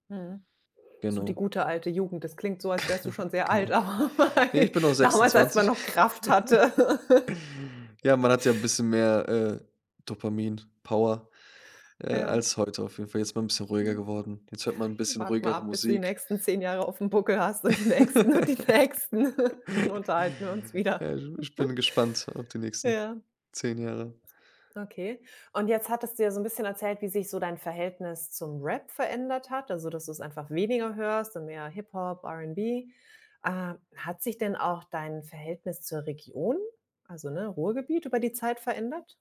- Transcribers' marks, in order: other background noise; chuckle; chuckle; laughing while speaking: "Aber damals, als man noch Kraft hatte"; unintelligible speech; laugh; tapping; laughing while speaking: "und die nächsten, und die nächsten, dann unterhalten wir uns wieder"; laugh; laughing while speaking: "Ich"; chuckle; chuckle
- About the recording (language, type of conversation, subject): German, podcast, Welche Rolle spielt die Region, in der du aufgewachsen bist, für deine Musik?